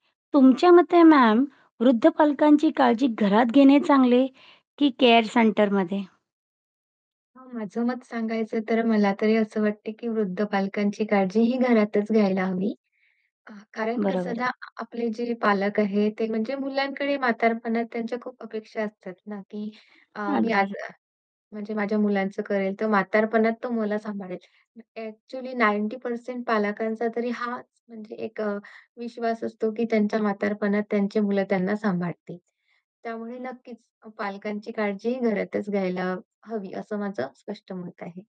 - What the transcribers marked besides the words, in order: static; other background noise; distorted speech; tapping; in English: "नाइन्टी पर्सेंट"
- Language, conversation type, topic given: Marathi, podcast, वृद्ध पालकांची काळजी घरातच घ्यावी की देखभाल केंद्रात द्यावी, याबाबत तुमचा दृष्टिकोन काय आहे?